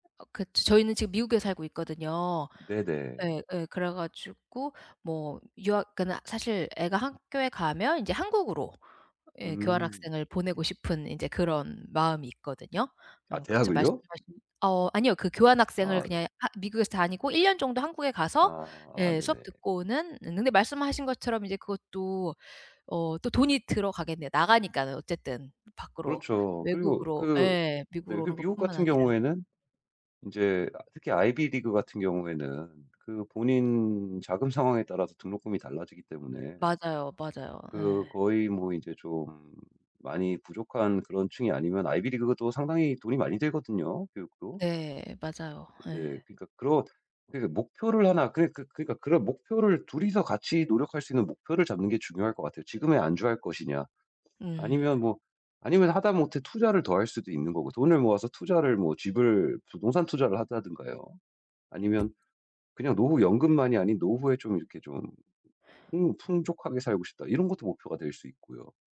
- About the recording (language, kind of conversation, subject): Korean, advice, 지출을 어떻게 통제하고 저축의 우선순위를 어떻게 정하면 좋을까요?
- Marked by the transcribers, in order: other background noise; tapping